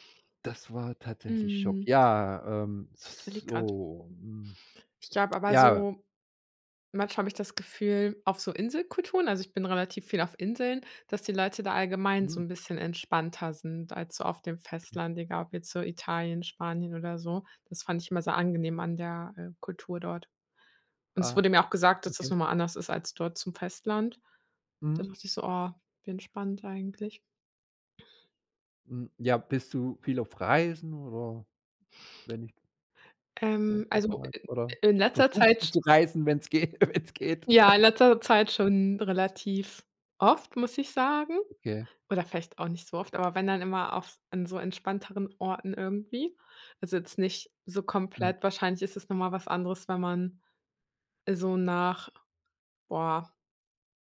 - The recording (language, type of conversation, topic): German, podcast, Woran merkst du, dass du dich an eine neue Kultur angepasst hast?
- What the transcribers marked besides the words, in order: tapping; other background noise; unintelligible speech; laughing while speaking: "geht"; laugh